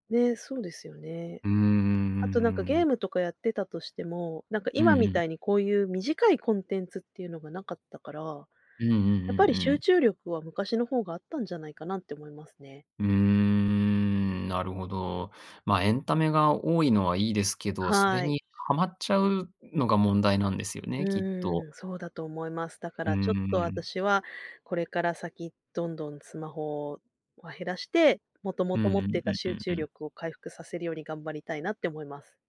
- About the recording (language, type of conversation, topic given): Japanese, podcast, スマホは集中力にどのような影響を与えますか？
- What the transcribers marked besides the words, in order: none